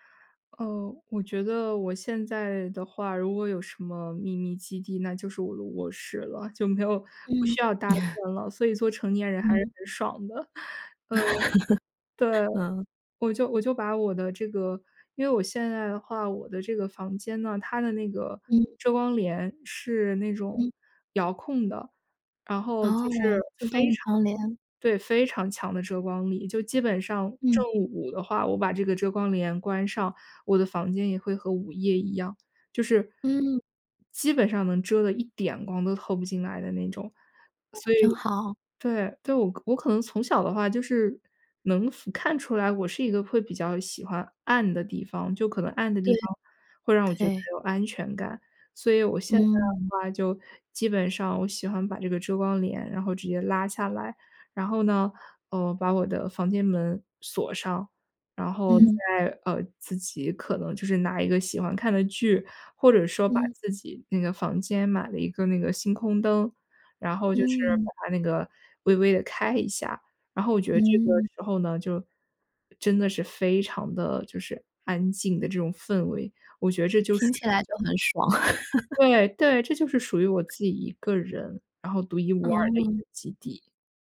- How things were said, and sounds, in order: chuckle; laugh; other background noise; laugh
- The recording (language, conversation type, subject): Chinese, podcast, 你童年时有没有一个可以分享的秘密基地？